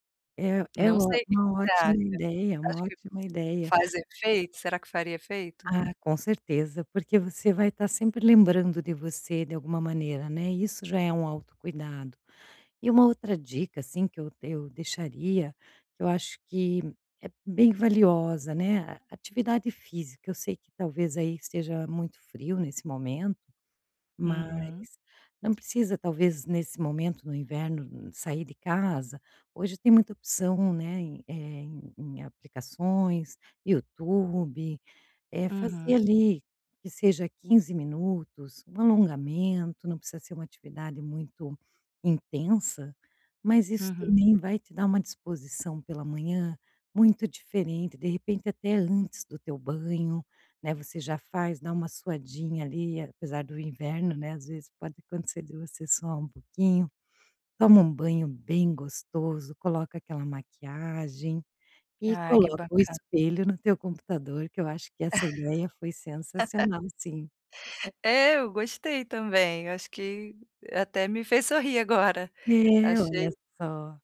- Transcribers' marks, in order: other background noise; tapping; laugh
- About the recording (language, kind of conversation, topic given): Portuguese, advice, Como posso criar blocos diários de autocuidado?